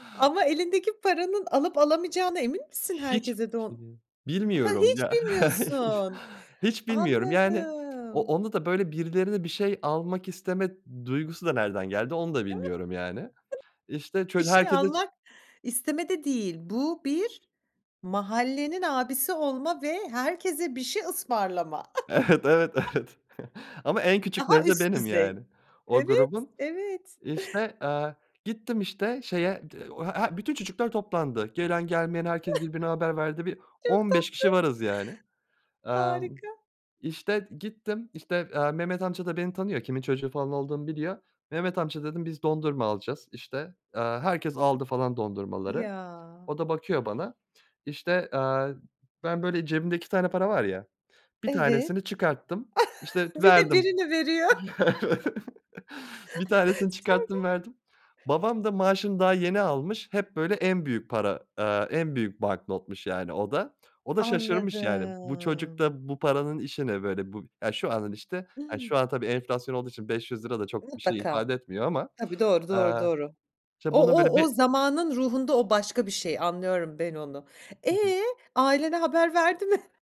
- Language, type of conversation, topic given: Turkish, podcast, Yemek paylaşmak senin için ne anlama geliyor?
- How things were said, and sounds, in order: laughing while speaking: "ya"; other background noise; tapping; unintelligible speech; chuckle; laughing while speaking: "Evet, evet, evet"; chuckle; chuckle; unintelligible speech; chuckle; chuckle; laugh; laughing while speaking: "Evet"; chuckle; laughing while speaking: "Sonra?"; drawn out: "Anladım"